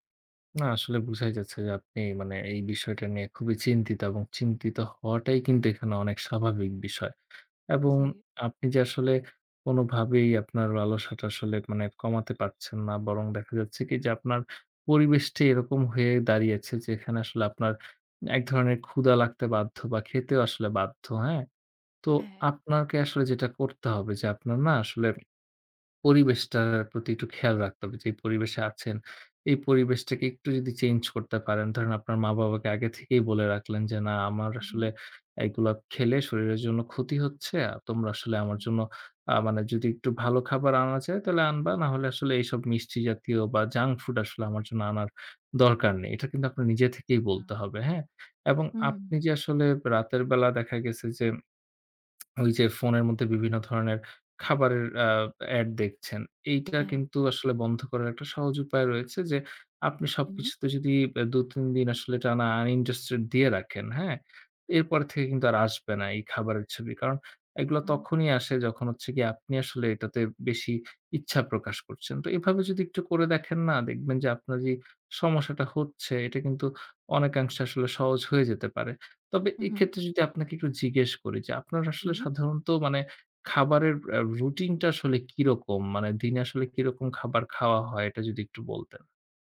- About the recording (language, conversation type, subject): Bengali, advice, চিনি বা অস্বাস্থ্যকর খাবারের প্রবল লালসা কমাতে না পারা
- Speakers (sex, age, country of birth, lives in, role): female, 20-24, Bangladesh, Bangladesh, user; male, 20-24, Bangladesh, Bangladesh, advisor
- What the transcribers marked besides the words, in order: tapping; other background noise; lip smack; in English: "uninterested"; unintelligible speech